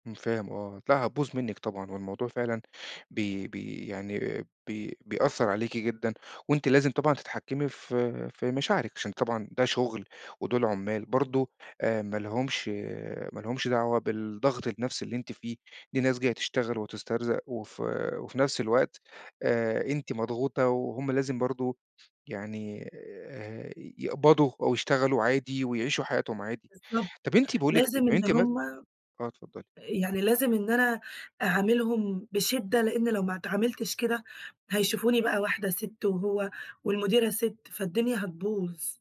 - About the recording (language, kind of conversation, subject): Arabic, advice, إمتى آخر مرة تصرّفت باندفاع وندمت بعدين؟
- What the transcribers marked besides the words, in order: tapping